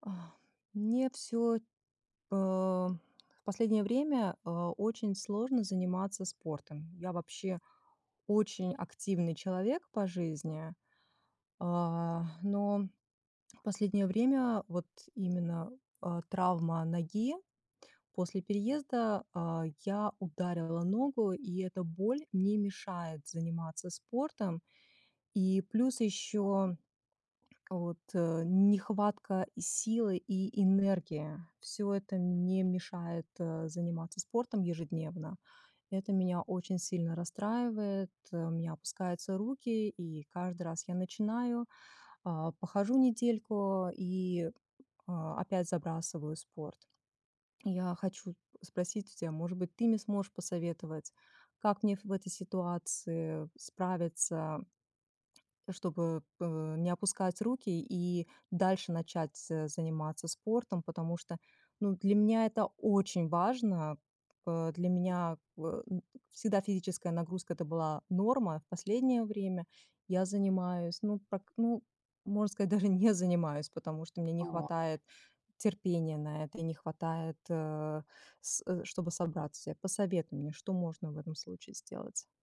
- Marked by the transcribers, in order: tapping; stressed: "очень"; other noise; other background noise
- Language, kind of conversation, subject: Russian, advice, Как постоянная боль или травма мешает вам регулярно заниматься спортом?